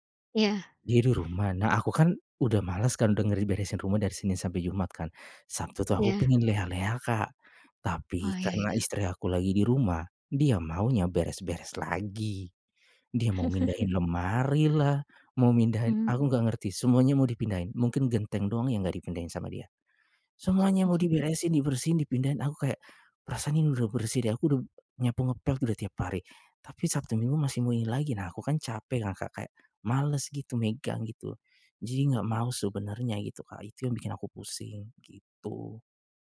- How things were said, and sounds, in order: chuckle; other background noise; chuckle
- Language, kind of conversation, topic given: Indonesian, advice, Bagaimana saya bisa mengatasi tekanan karena beban tanggung jawab rumah tangga yang berlebihan?